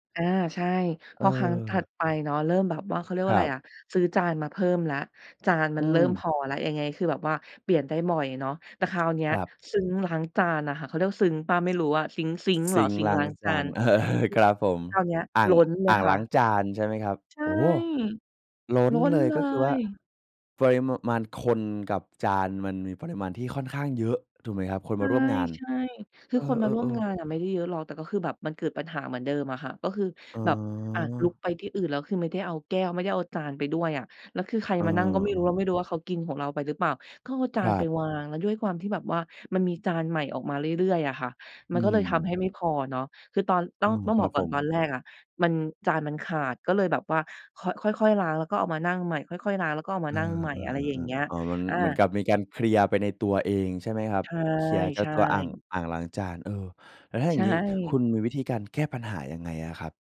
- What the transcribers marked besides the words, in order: laughing while speaking: "เออ"; other background noise
- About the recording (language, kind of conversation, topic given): Thai, podcast, เคยจัดปาร์ตี้อาหารแบบแชร์จานแล้วเกิดอะไรขึ้นบ้าง?